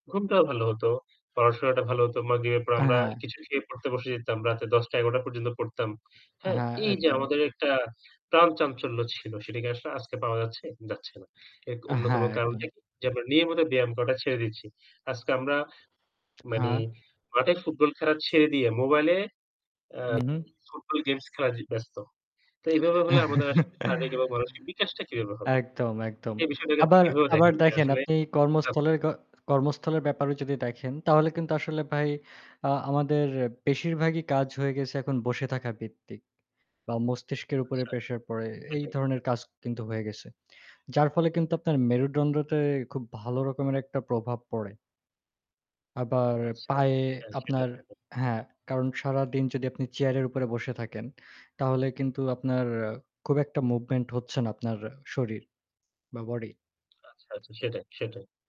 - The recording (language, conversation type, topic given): Bengali, unstructured, আপনি কেন মনে করেন নিয়মিত ব্যায়াম করা গুরুত্বপূর্ণ?
- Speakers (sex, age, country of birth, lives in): male, 20-24, Bangladesh, Bangladesh; male, 35-39, Bangladesh, Bangladesh
- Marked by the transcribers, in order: static; distorted speech; other background noise; mechanical hum; chuckle; "মেরুদণ্ডতে" said as "মেরুডন্ডটে"; tapping